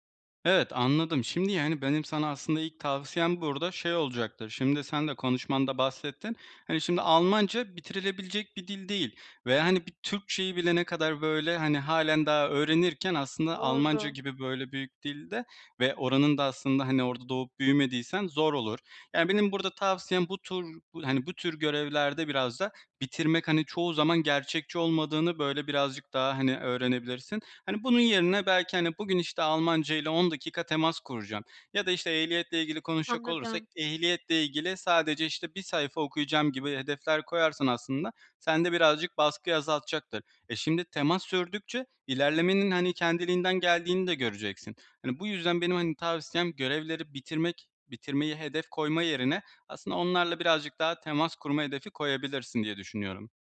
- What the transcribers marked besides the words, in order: none
- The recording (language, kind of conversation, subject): Turkish, advice, Görevleri sürekli bitiremiyor ve her şeyi erteliyorsam, okulda ve işte zorlanırken ne yapmalıyım?